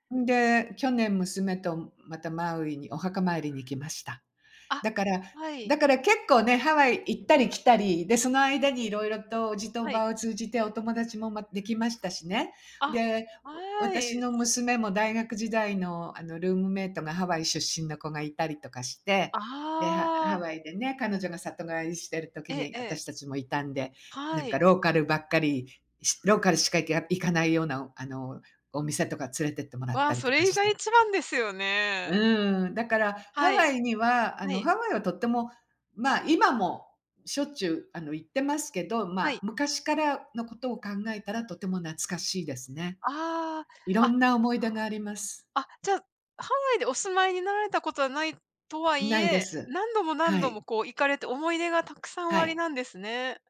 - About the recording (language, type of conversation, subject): Japanese, unstructured, 懐かしい場所を訪れたとき、どんな気持ちになりますか？
- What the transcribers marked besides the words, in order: none